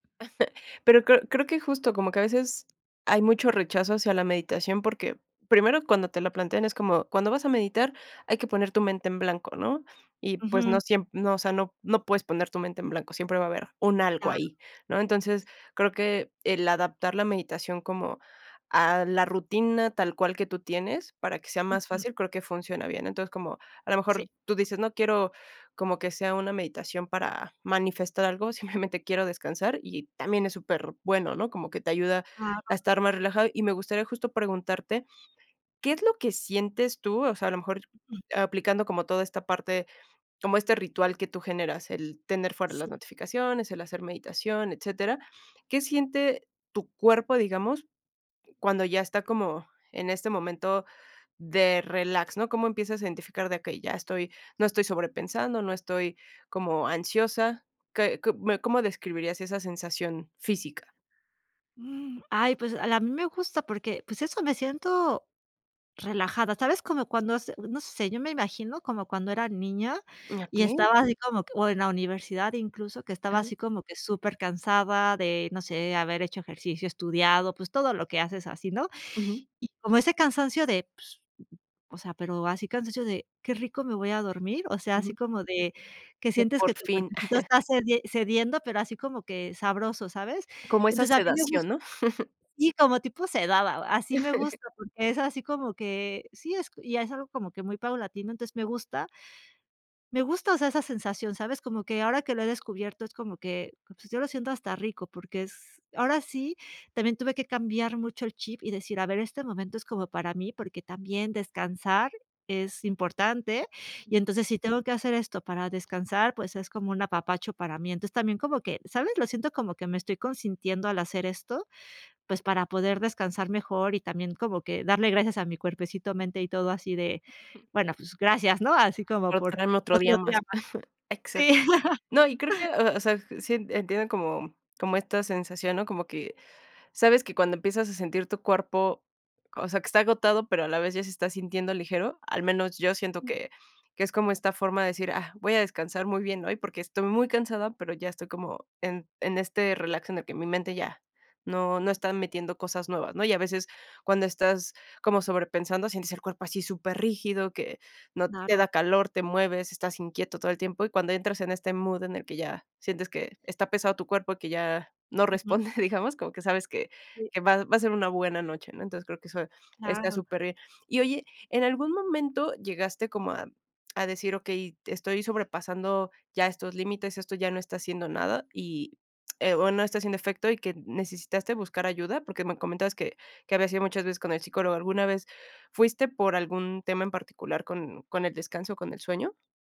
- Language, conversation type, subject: Spanish, podcast, ¿Qué te ayuda a dormir mejor cuando la cabeza no para?
- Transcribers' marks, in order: chuckle; other background noise; chuckle; chuckle; chuckle; chuckle; laughing while speaking: "digamos"